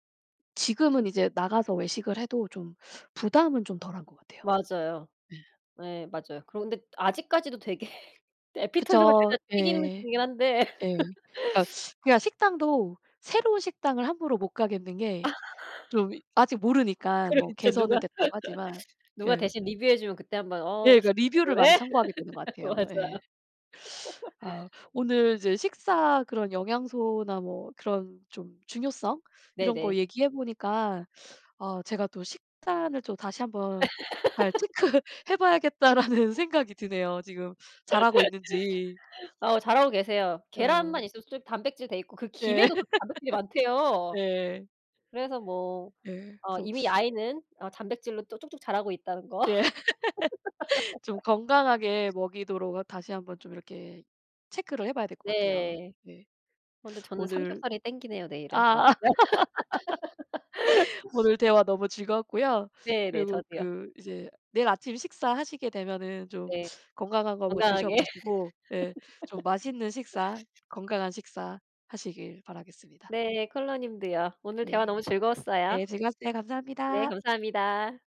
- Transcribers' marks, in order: laughing while speaking: "되게"; laugh; laugh; laughing while speaking: "그래 진짜 누가"; laugh; laugh; laughing while speaking: "맞아요"; laugh; laugh; laughing while speaking: "체크해 봐야겠다.'라는"; laugh; laugh; teeth sucking; laugh; laugh; laugh; laughing while speaking: "네"; laugh; laugh; in English: "콜러"
- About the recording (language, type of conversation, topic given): Korean, unstructured, 아침 식사와 저녁 식사 중 어떤 식사를 더 중요하게 생각하시나요?